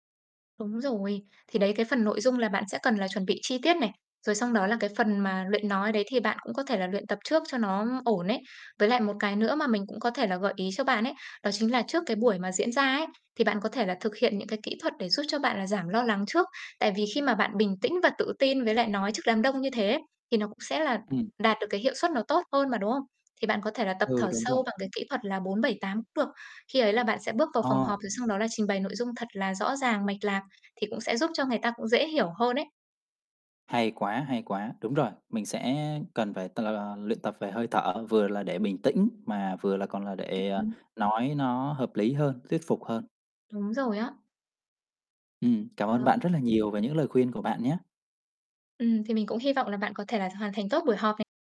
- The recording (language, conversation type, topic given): Vietnamese, advice, Làm thế nào để trình bày ý tưởng trước nhóm đông người mà bớt lo lắng khi giao tiếp?
- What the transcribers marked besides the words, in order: other background noise; static; distorted speech